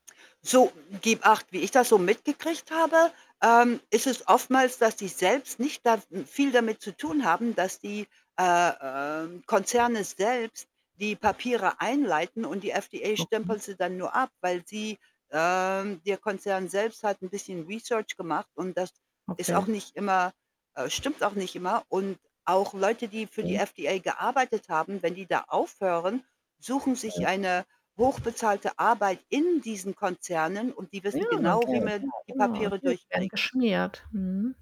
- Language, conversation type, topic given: German, unstructured, Wie hat sich die Medizin im Laufe der Zeit entwickelt?
- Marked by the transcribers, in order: distorted speech; put-on voice: "FDA"; in English: "research"; unintelligible speech; in English: "FDA"; other background noise; static; unintelligible speech